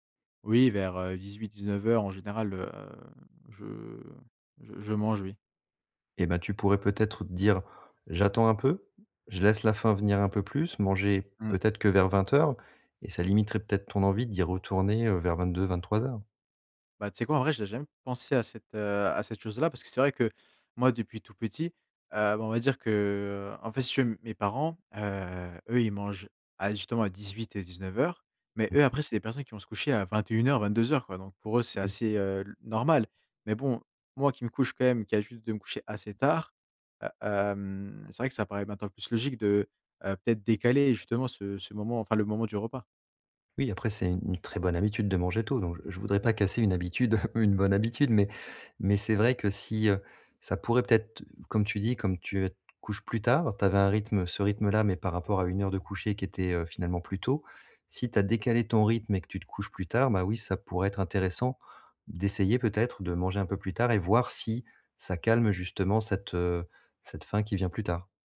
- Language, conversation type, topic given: French, advice, Comment arrêter de manger tard le soir malgré ma volonté d’arrêter ?
- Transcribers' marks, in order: tapping; chuckle; tongue click